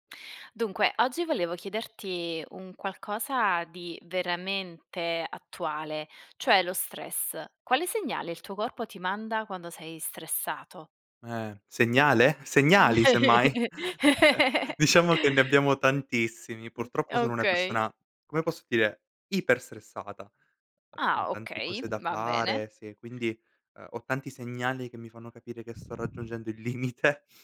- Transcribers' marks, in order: laugh; chuckle; other noise; tapping; other background noise; laughing while speaking: "limite"
- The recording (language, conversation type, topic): Italian, podcast, Quali segnali il tuo corpo ti manda quando sei stressato?